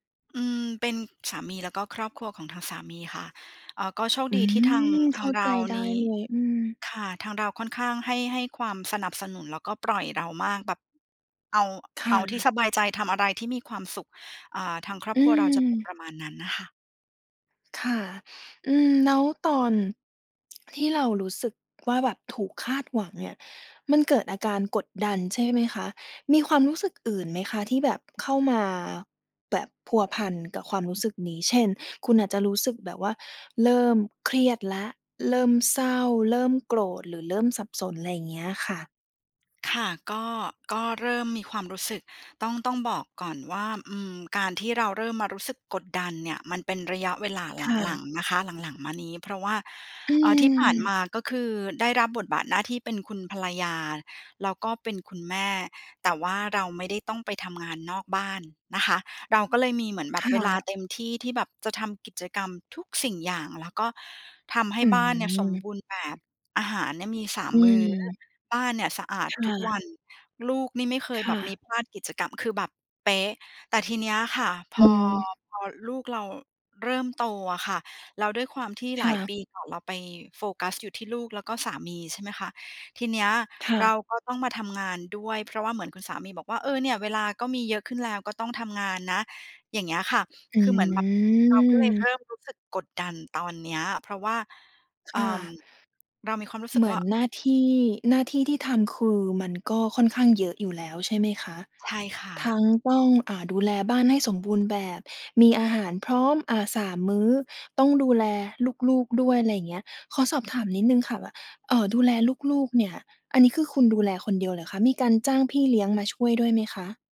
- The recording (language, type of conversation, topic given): Thai, advice, คุณรู้สึกอย่างไรเมื่อเผชิญแรงกดดันให้ยอมรับบทบาททางเพศหรือหน้าที่ที่สังคมคาดหวัง?
- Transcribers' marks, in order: drawn out: "อืม"; other background noise